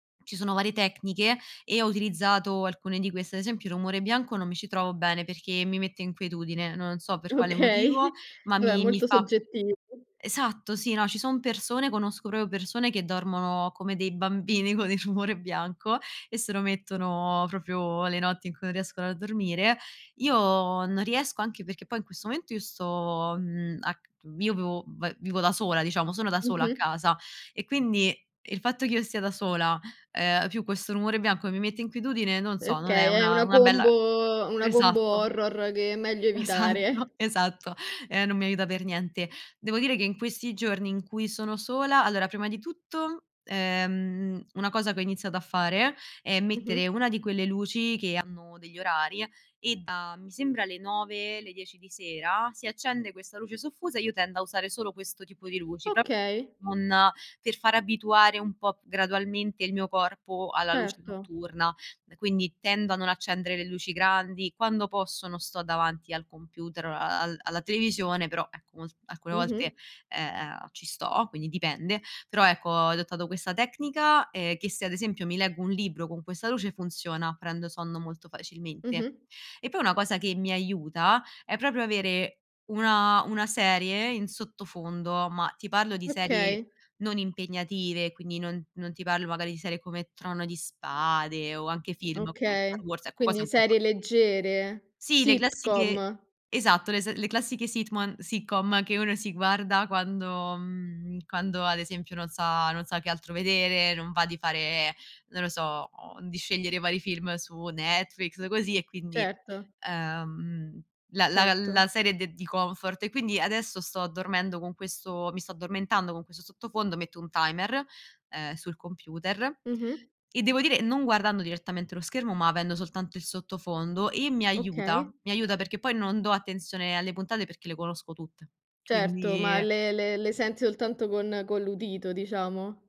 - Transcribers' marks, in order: other background noise; laughing while speaking: "Okay"; "proprio" said as "prorio"; laughing while speaking: "Esatto"; other noise; tapping
- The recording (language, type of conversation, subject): Italian, podcast, Quali segnali il tuo corpo ti manda quando sei stressato?